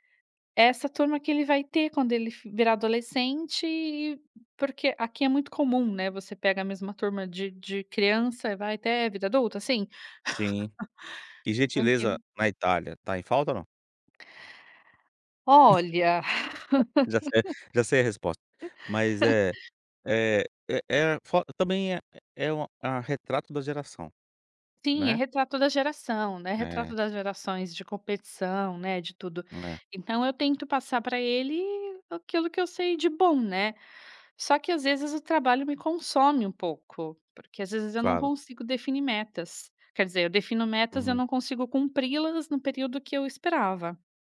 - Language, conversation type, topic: Portuguese, podcast, Como você equilibra o trabalho e o tempo com os filhos?
- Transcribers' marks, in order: laugh; unintelligible speech; tapping; chuckle; laughing while speaking: "Já sei"; laugh; chuckle